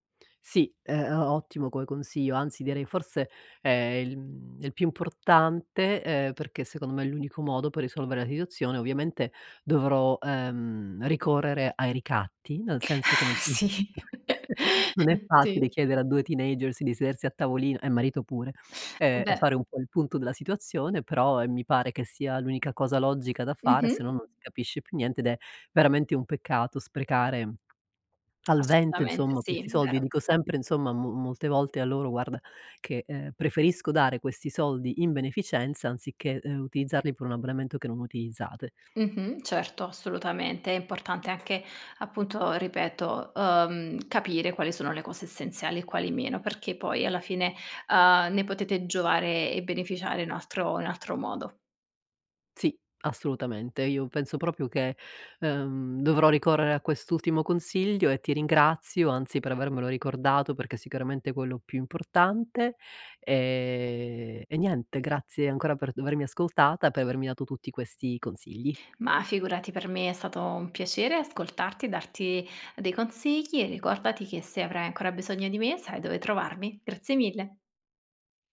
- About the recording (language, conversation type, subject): Italian, advice, Come posso cancellare gli abbonamenti automatici che uso poco?
- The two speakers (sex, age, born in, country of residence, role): female, 25-29, Italy, Italy, advisor; female, 50-54, Italy, United States, user
- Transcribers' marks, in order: "consiglio" said as "consiio"; chuckle; laughing while speaking: "Sì"; chuckle; in English: "teenagers"; "Sì" said as "zi"; tapping; other background noise; "sicuramente" said as "sicaramente"